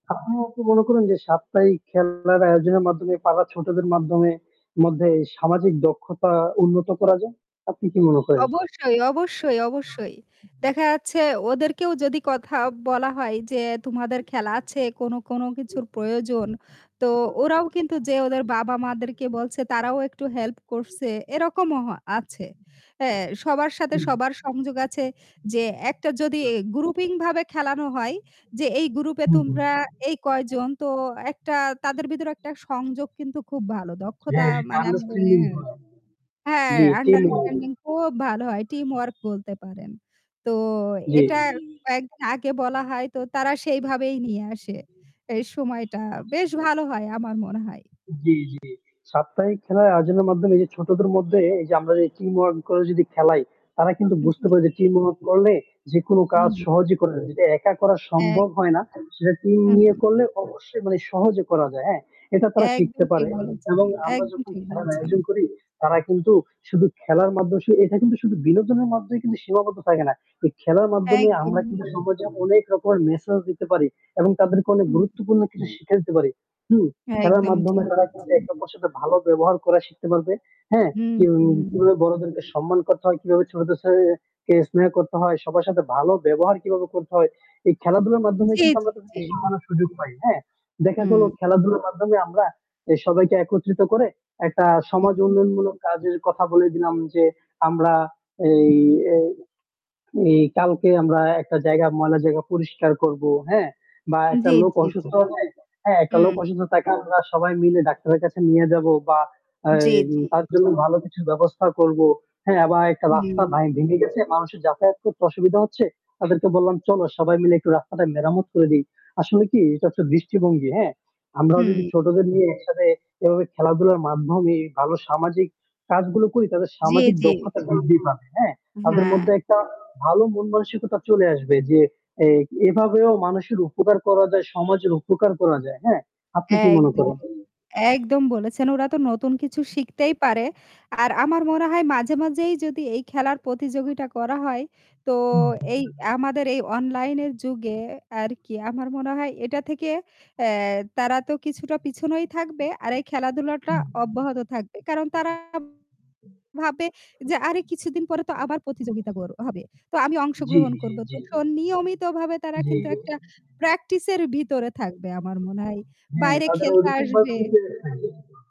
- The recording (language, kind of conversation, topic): Bengali, unstructured, পাড়ার ছোটদের জন্য সাপ্তাহিক খেলার আয়োজন কীভাবে পরিকল্পনা ও বাস্তবায়ন করা যেতে পারে?
- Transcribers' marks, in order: static; distorted speech; horn; other background noise; unintelligible speech; unintelligible speech; tapping; unintelligible speech; other noise